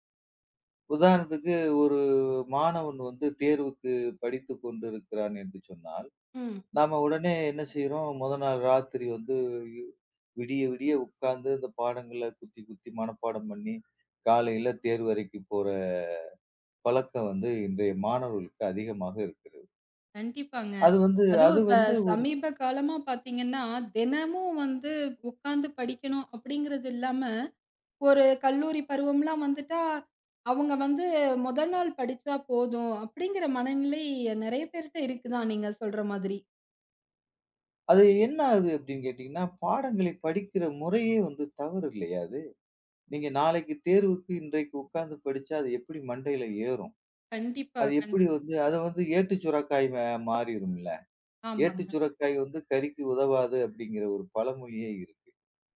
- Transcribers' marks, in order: drawn out: "ஒரு"; other noise; drawn out: "போற"
- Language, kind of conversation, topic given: Tamil, podcast, பாடங்களை நன்றாக நினைவில் வைப்பது எப்படி?